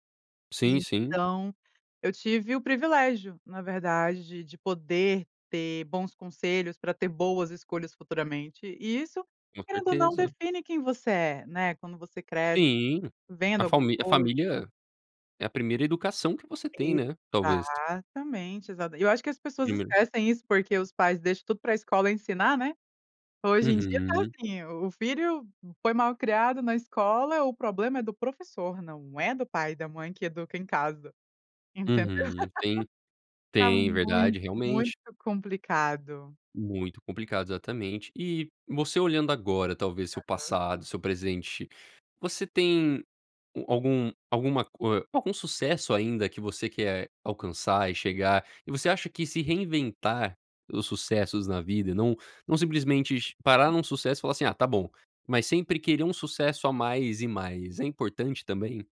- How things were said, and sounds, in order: other background noise; tapping; laugh
- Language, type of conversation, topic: Portuguese, podcast, Como a sua família define sucesso para você?